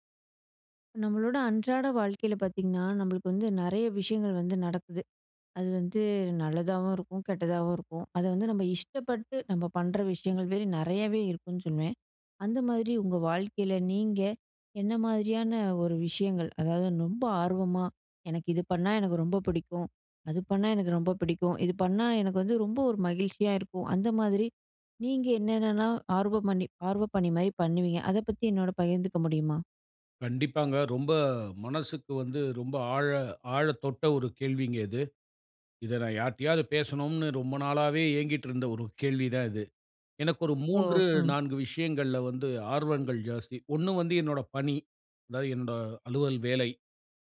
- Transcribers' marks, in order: "ரொம்ப" said as "நொம்ப"
- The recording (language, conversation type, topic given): Tamil, podcast, உங்களுக்குப் பிடித்த ஆர்வப்பணி எது, அதைப் பற்றி சொல்லுவீர்களா?